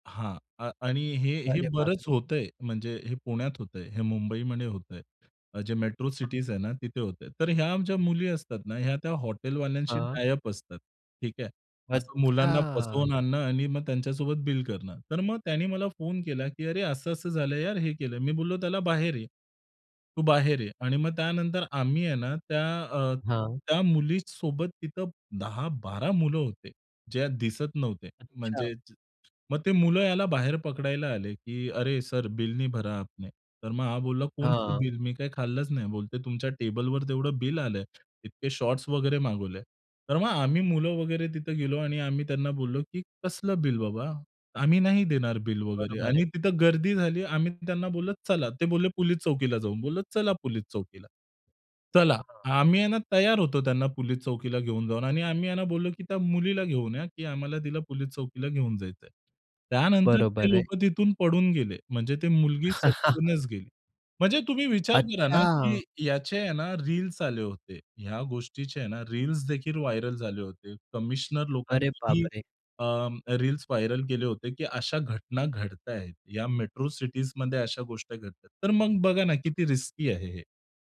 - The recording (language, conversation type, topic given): Marathi, podcast, ऑनलाइन ओळखीत आणि प्रत्यक्ष भेटीत विश्वास कसा निर्माण कराल?
- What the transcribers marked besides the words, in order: other background noise; tapping; "कोणतं" said as "कोणचं"; laugh; anticipating: "अच्छा!"; in English: "व्हायरल"; in English: "व्हायरल"; in English: "रिस्की"